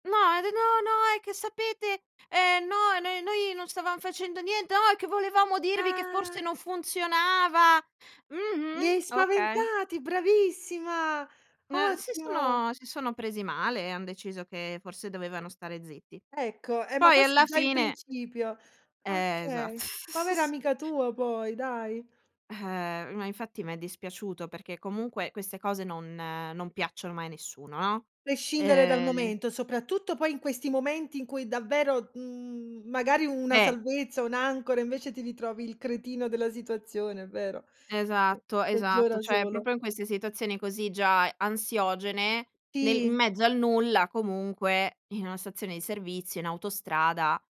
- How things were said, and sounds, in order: put-on voice: "No, ed no, no. È … forse non funzionava"; surprised: "Ah!"; tapping; joyful: "Li hai spaventati, bravissima, ottimo"; tongue click; chuckle; "proprio" said as "propio"
- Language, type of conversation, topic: Italian, podcast, Raccontami di quando il GPS ti ha tradito: cosa hai fatto?